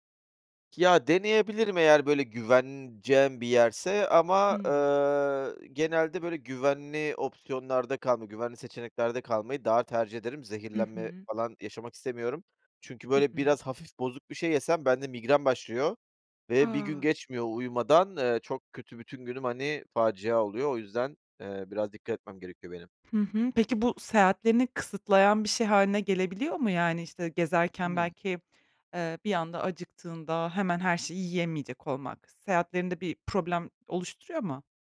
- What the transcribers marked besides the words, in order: other background noise
- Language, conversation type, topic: Turkish, podcast, Sevdiğin bir sokak yemeğiyle ilgili unutamadığın bir anını bize anlatır mısın?